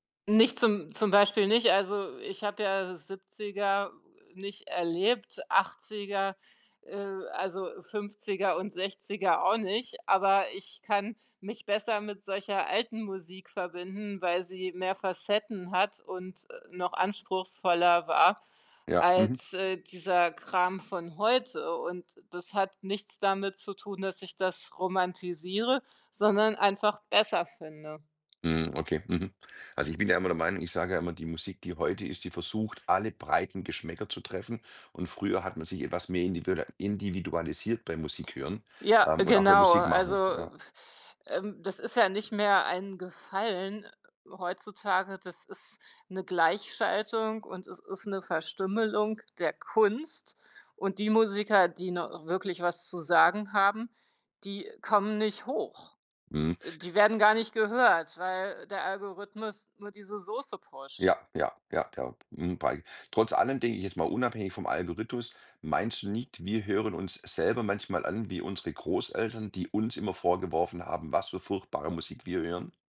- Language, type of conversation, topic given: German, podcast, Was hörst du, um schlechte Laune loszuwerden?
- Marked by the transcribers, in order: other background noise